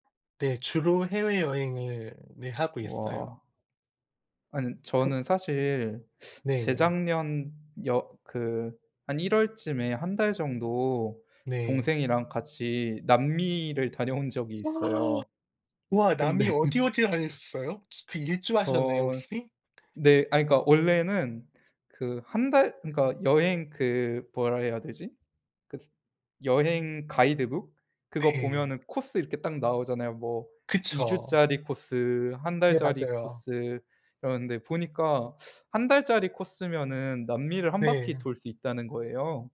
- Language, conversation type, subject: Korean, unstructured, 가장 행복했던 가족 여행의 기억을 들려주실 수 있나요?
- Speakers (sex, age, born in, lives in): male, 25-29, South Korea, South Korea; male, 45-49, South Korea, United States
- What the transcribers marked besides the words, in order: other background noise; gasp; laughing while speaking: "근데"; tapping